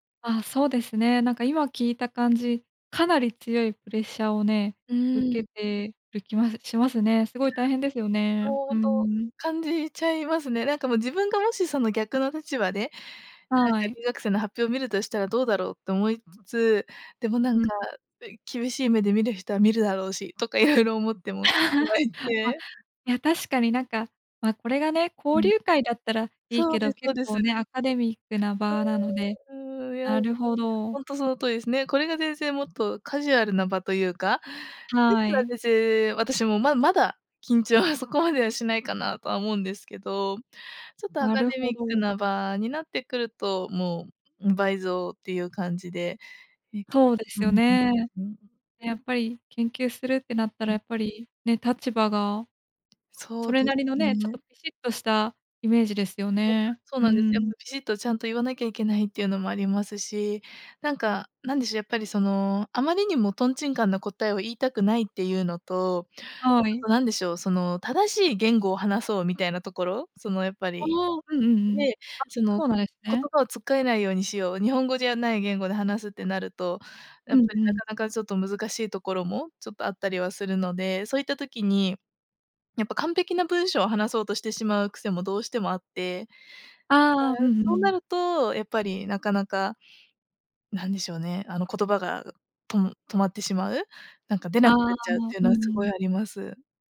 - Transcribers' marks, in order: chuckle; laugh; unintelligible speech; other background noise
- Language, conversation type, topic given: Japanese, advice, 人前で話すと強い緊張で頭が真っ白になるのはなぜですか？